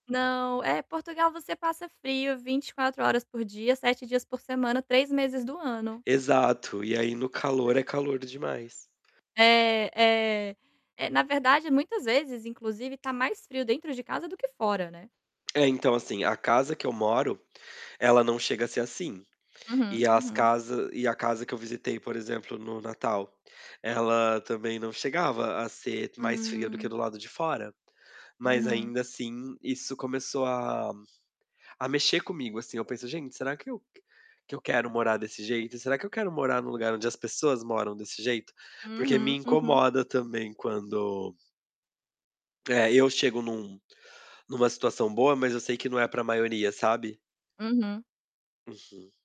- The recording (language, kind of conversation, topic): Portuguese, podcast, O que faz uma casa parecer acolhedora para você?
- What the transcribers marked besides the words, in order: tapping; distorted speech; other background noise